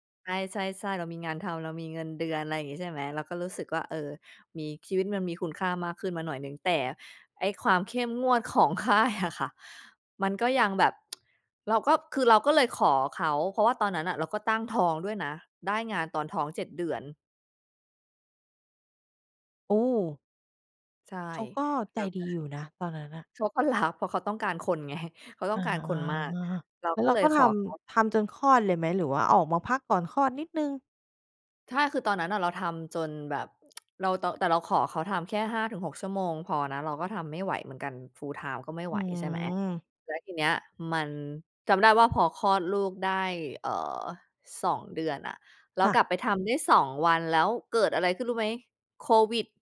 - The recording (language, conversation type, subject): Thai, podcast, คุณช่วยเล่าประสบการณ์ครั้งหนึ่งที่คุณไปยังสถานที่ที่ช่วยเติมพลังใจให้คุณได้ไหม?
- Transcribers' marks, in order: laughing while speaking: "ของค่ายอะค่ะ"; tsk; tsk; in English: "Full-time"; tapping